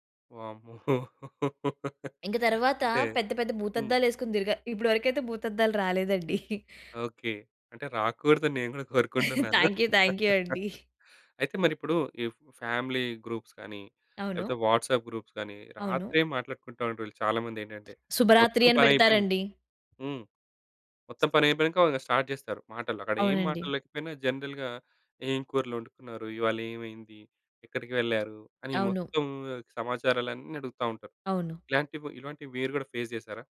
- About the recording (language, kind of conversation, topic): Telugu, podcast, రాత్రి స్మార్ట్‌ఫోన్ వాడకం మీ నిద్రను ఎలా ప్రభావితం చేస్తుందని మీరు అనుకుంటున్నారు?
- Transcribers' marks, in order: chuckle; giggle; laughing while speaking: "థాంక్ యూ, థాంక్ యూ అండి"; in English: "థాంక్ యూ, థాంక్ యూ"; chuckle; in English: "ఫ్యామిలీ గ్రూప్స్"; in English: "వాట్సాప్ గ్రూప్స్"; other background noise; in English: "స్టార్ట్"; in English: "జనరల్‌గా"; in English: "ఫేస్"